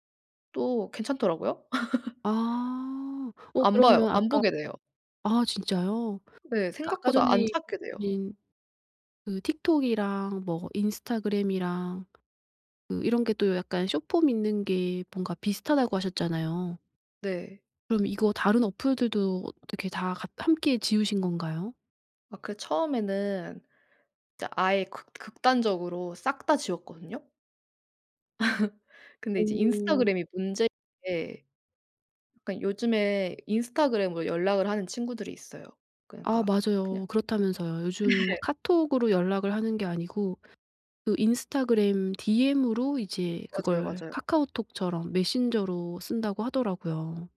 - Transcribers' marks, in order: laugh; laugh; laughing while speaking: "네"
- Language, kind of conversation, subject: Korean, podcast, 디지털 디톡스는 어떻게 시작하나요?